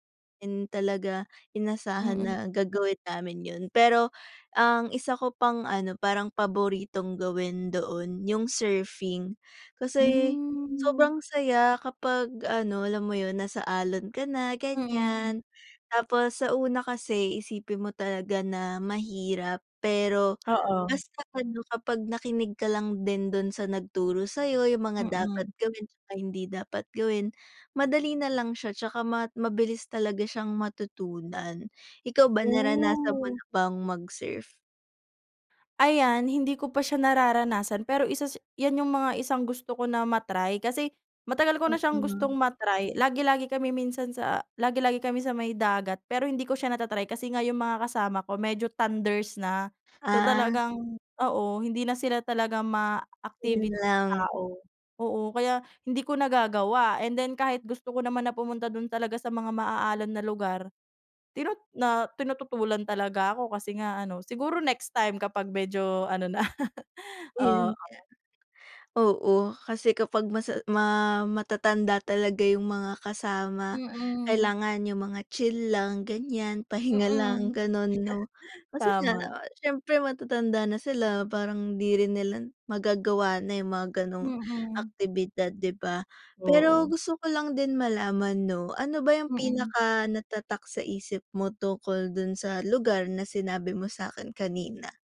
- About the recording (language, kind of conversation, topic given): Filipino, unstructured, Ano ang paborito mong lugar na napuntahan, at bakit?
- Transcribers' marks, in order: drawn out: "Hmm"; other background noise; drawn out: "Oh"; laughing while speaking: "na"; chuckle